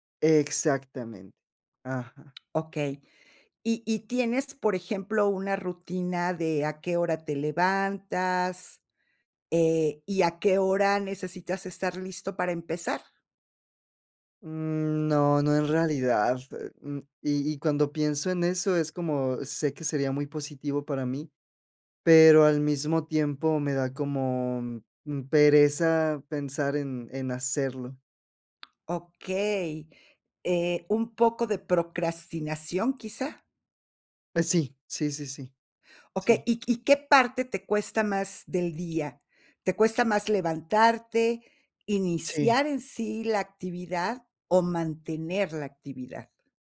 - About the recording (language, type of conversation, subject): Spanish, advice, ¿Qué te está costando más para empezar y mantener una rutina matutina constante?
- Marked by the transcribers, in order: tapping; other background noise